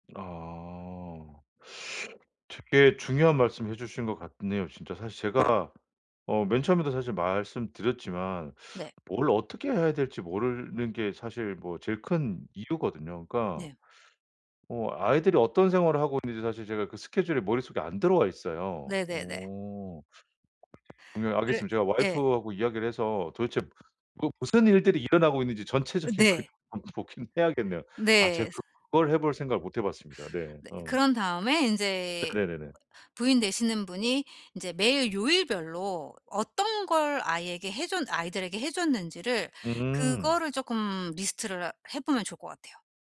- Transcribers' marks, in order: other background noise; unintelligible speech; tapping; laughing while speaking: "전체적인 그림을 한번 보기는 해야겠네요"
- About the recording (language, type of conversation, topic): Korean, advice, 새로운 부모 역할에 어떻게 잘 적응할 수 있을까요?